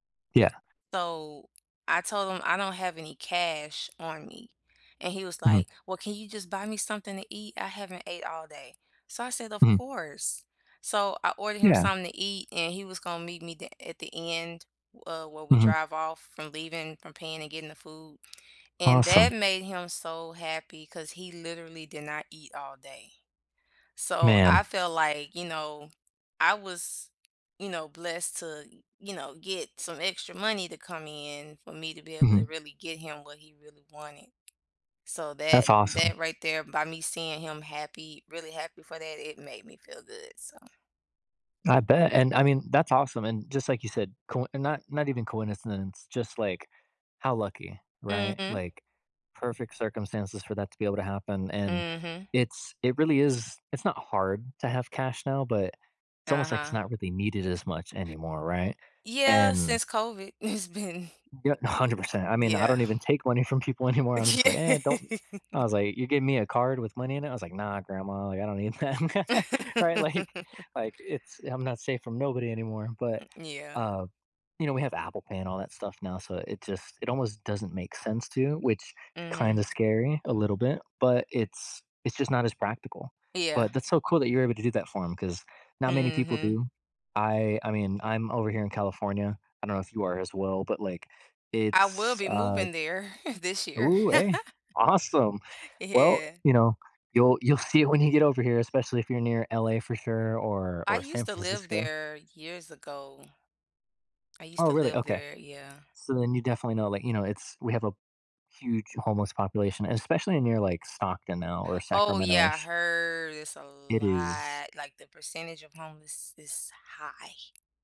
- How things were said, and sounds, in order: tapping; "coincidence" said as "coinicence"; laughing while speaking: "it's been"; laughing while speaking: "Yeah"; laughing while speaking: "people anymore"; chuckle; laughing while speaking: "that"; chuckle; laughing while speaking: "Like"; chuckle; laugh; laughing while speaking: "see"; drawn out: "heard"; drawn out: "lot"; other background noise
- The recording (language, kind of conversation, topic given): English, unstructured, What good news have you heard lately that made you smile?